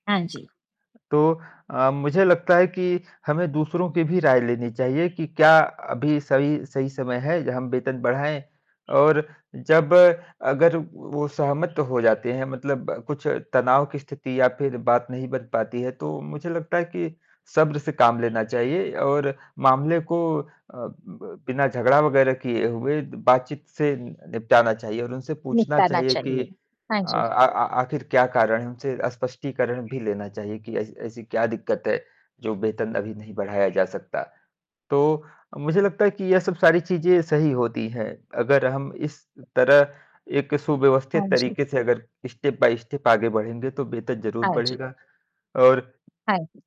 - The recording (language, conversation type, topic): Hindi, unstructured, काम पर वेतन बढ़ाने के लिए आप अपने नियोक्ता से कैसे बातचीत करते हैं?
- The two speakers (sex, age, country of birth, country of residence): female, 50-54, India, United States; male, 30-34, India, India
- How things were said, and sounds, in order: static; tapping; other background noise; in English: "स्टेप बाय स्टेप"